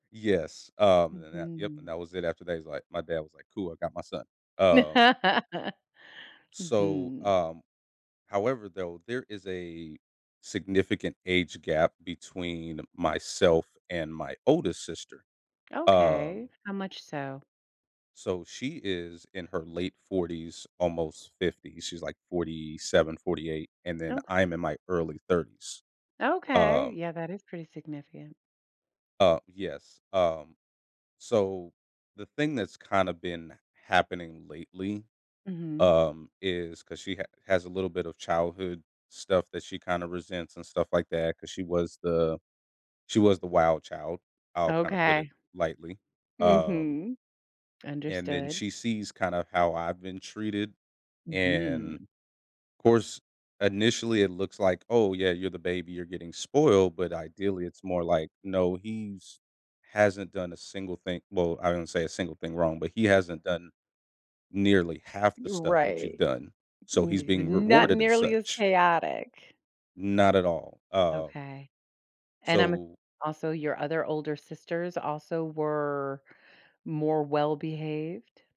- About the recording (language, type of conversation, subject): English, advice, How can I respond calmly and protect my confidence when a family member constantly criticizes me?
- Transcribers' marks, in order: laugh; tapping